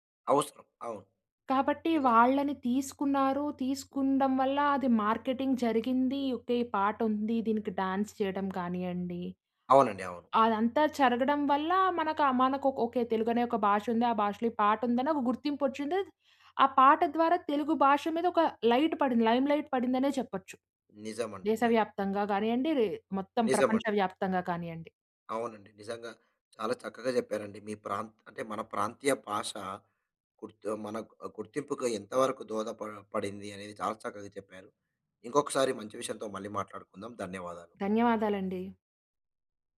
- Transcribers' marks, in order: in English: "మార్కెటింగ్"; in English: "డాన్స్"; in English: "లైట్"; in English: "లైమ్ లైట్"
- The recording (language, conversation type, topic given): Telugu, podcast, మీ ప్రాంతీయ భాష మీ గుర్తింపుకు ఎంత అవసరమని మీకు అనిపిస్తుంది?